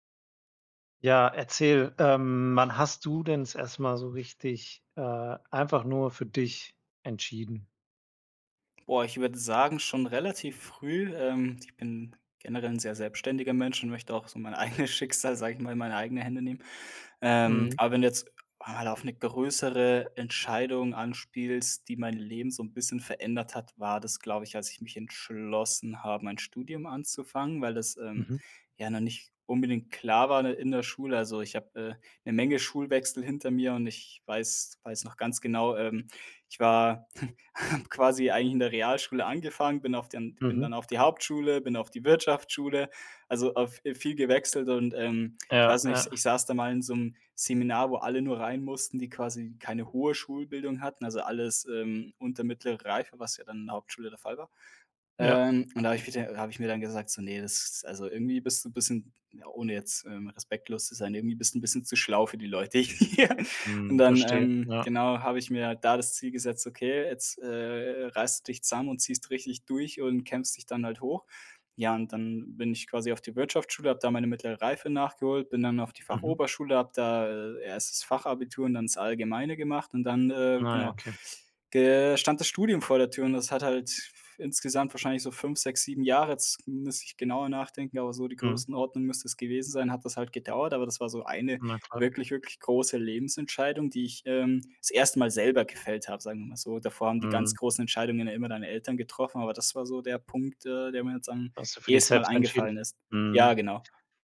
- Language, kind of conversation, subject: German, podcast, Wann hast du zum ersten Mal wirklich eine Entscheidung für dich selbst getroffen?
- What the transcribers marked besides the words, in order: laughing while speaking: "eigenes"; chuckle; laughing while speaking: "habe"; laughing while speaking: "hier"